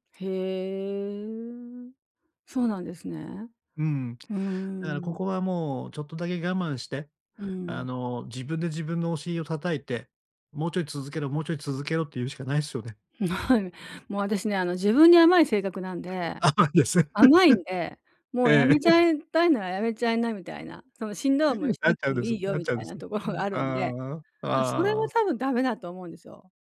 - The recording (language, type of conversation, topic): Japanese, advice, 趣味への興味を長く保ち、無理なく続けるにはどうすればよいですか？
- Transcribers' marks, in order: laugh; laugh